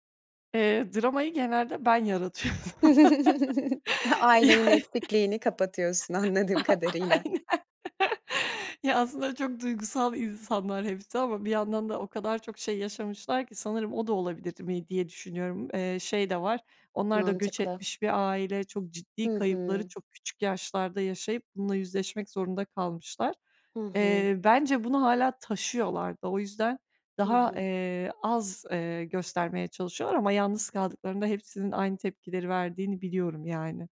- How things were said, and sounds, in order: laughing while speaking: "yaratıyordum. Yani. Aynen"; other background noise; giggle; chuckle; tapping
- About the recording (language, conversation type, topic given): Turkish, podcast, Aile içinde duyguları paylaşmak neden zor oluyor ve bu konuda ne önerirsin?